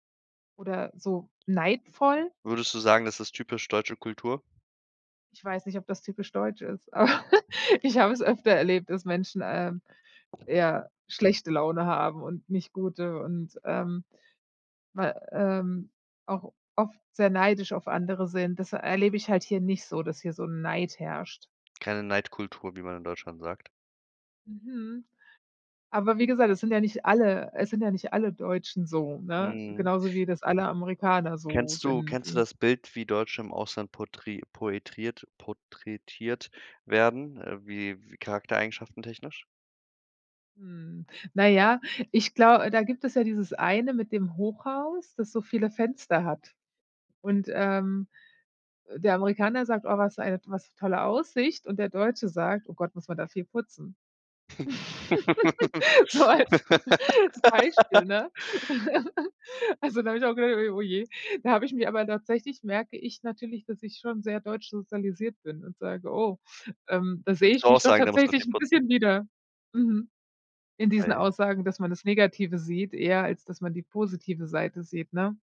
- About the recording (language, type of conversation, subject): German, podcast, Wie triffst du Entscheidungen bei großen Lebensumbrüchen wie einem Umzug?
- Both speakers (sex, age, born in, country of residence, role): female, 40-44, Germany, United States, guest; male, 25-29, Germany, Germany, host
- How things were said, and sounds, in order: tapping; laughing while speaking: "aber"; chuckle; laugh; laughing while speaking: "So als Beispiel, ne?"; laugh